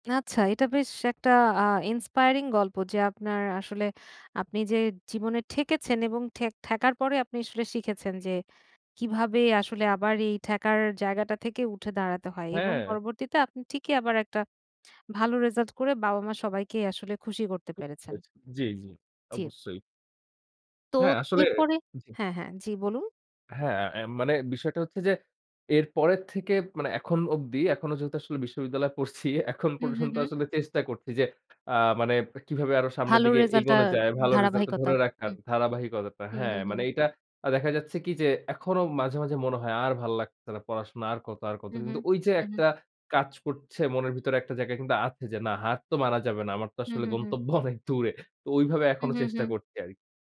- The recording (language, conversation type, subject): Bengali, podcast, আপনি কীভাবে হার না মানার মানসিকতা গড়ে তুলেছেন?
- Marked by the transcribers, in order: in English: "inspiring"; laughing while speaking: "পড়ছি, এখন পর্যন্ত আসলে চেষ্টা করছি যে"; other background noise; laughing while speaking: "আসলে গন্তব্য অনেক দূরে"